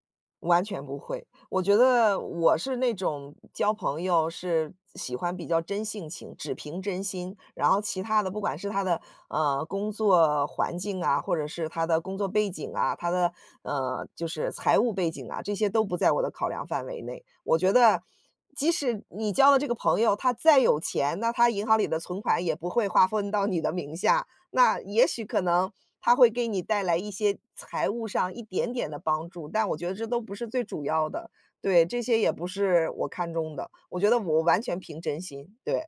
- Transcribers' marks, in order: other background noise; laughing while speaking: "划分到你的"
- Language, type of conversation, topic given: Chinese, podcast, 你是怎么认识并结交到这位好朋友的？
- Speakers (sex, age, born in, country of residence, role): female, 40-44, United States, United States, guest; male, 40-44, China, United States, host